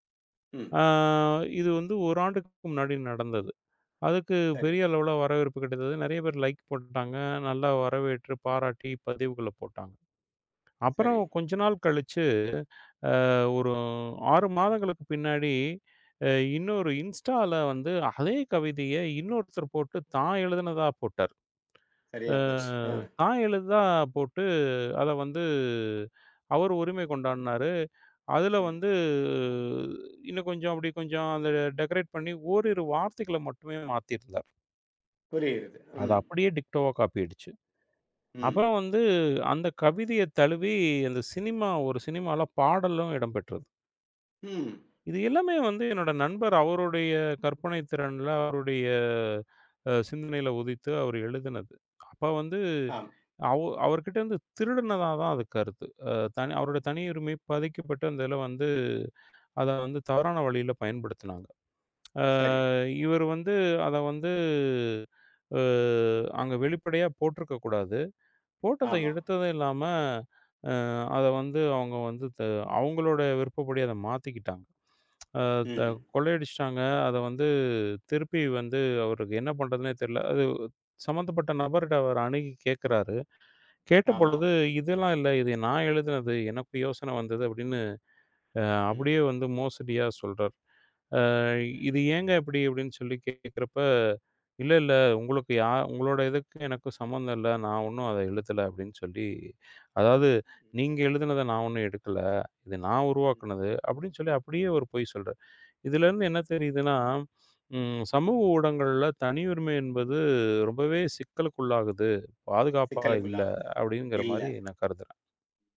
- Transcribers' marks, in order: drawn out: "ஆ"; in English: "லைக்"; in English: "இன்ஸ்டால"; drawn out: "வந்து"; drawn out: "வந்து"; in English: "டேக்ரேட்"; other noise; in English: "டிக்டோவா காப்பி"; tongue click; tongue click; tsk
- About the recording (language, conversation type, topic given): Tamil, podcast, சமூக ஊடகங்களில் தனியுரிமை பிரச்சினைகளை எப்படிக் கையாளலாம்?